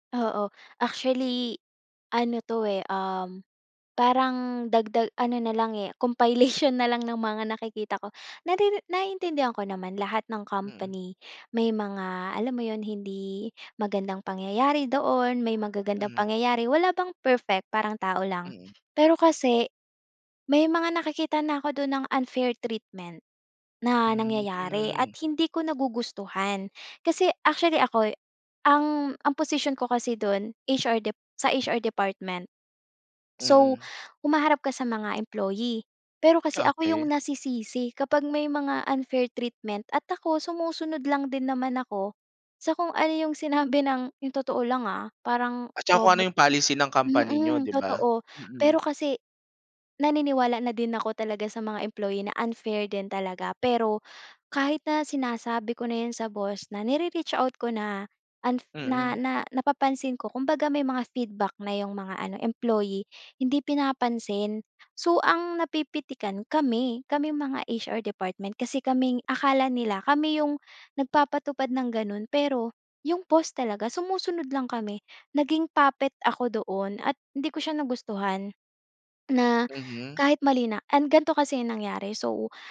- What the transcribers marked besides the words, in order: laughing while speaking: "compilation"; other background noise; in English: "unfair treatment"; in English: "unfair treatment"
- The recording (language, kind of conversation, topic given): Filipino, podcast, Paano mo binabalanse ang trabaho at personal na buhay?